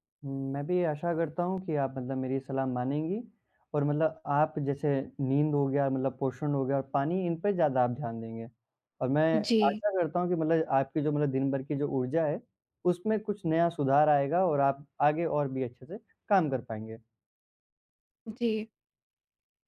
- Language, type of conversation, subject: Hindi, advice, दिनभर मेरी ऊर्जा में उतार-चढ़ाव होता रहता है, मैं इसे कैसे नियंत्रित करूँ?
- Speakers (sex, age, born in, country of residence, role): female, 30-34, India, India, user; male, 18-19, India, India, advisor
- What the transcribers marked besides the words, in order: tapping